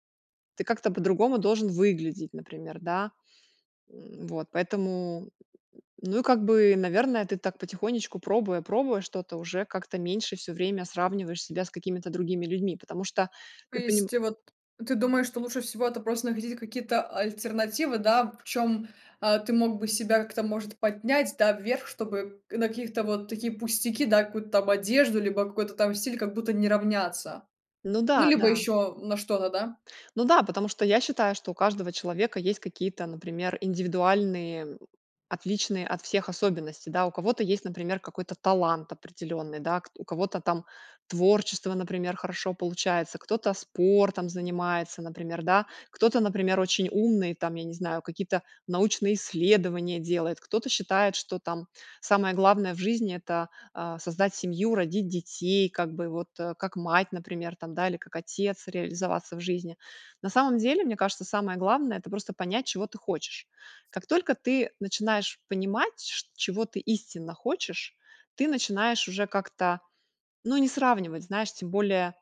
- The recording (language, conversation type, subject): Russian, podcast, Что помогает тебе не сравнивать себя с другими?
- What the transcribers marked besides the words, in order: none